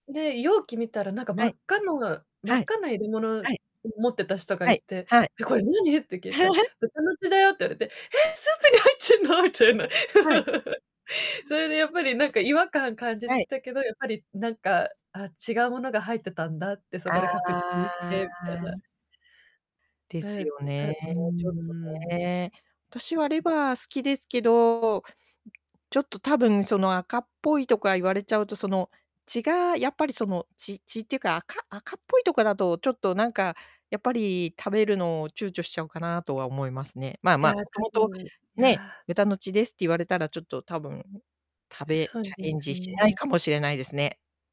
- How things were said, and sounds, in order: laugh; distorted speech; laughing while speaking: "入っちぇんの？みたいな"; laugh; drawn out: "ああ"
- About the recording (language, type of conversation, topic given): Japanese, unstructured, 旅行中に挑戦してみたいことは何ですか？